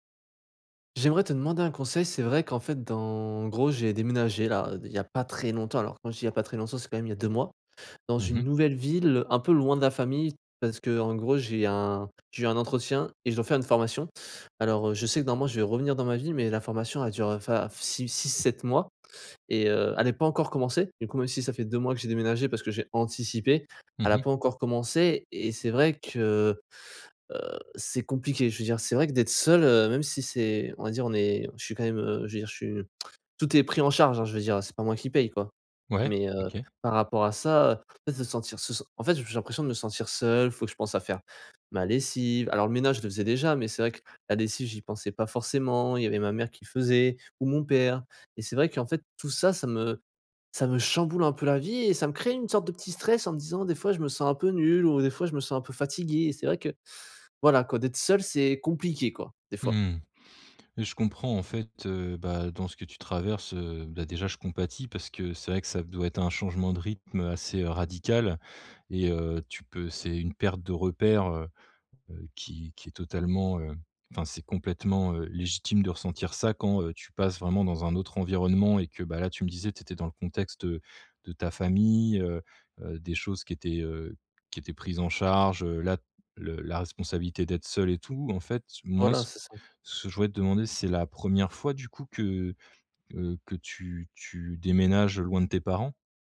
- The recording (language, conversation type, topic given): French, advice, Comment s’adapter à un déménagement dans une nouvelle ville loin de sa famille ?
- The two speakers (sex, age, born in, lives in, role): male, 20-24, France, France, user; male, 35-39, France, France, advisor
- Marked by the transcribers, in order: stressed: "très"; other background noise; stressed: "anticipé"; teeth sucking; stressed: "compliqué"; stressed: "radical"